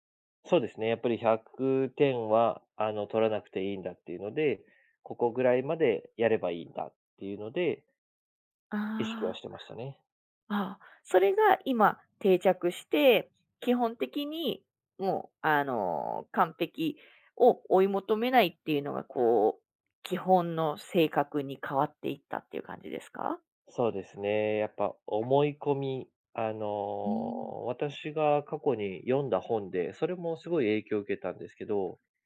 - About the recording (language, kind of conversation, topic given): Japanese, podcast, 自信がないとき、具体的にどんな対策をしていますか?
- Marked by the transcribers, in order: tapping